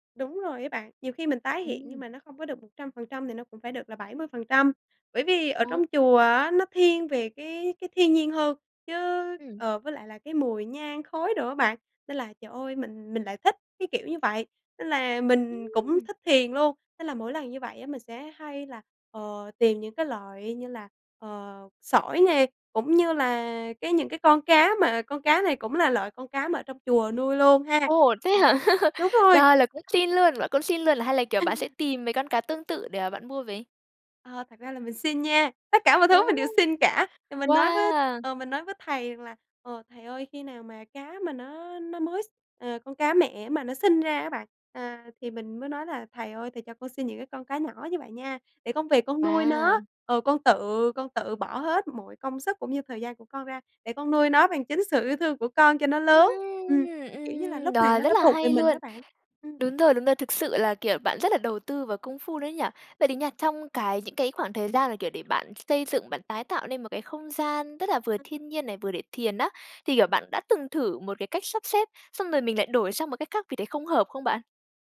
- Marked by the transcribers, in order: tapping; laugh; unintelligible speech; other noise; other background noise
- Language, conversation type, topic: Vietnamese, podcast, Làm sao để tạo một góc thiên nhiên nhỏ để thiền giữa thành phố?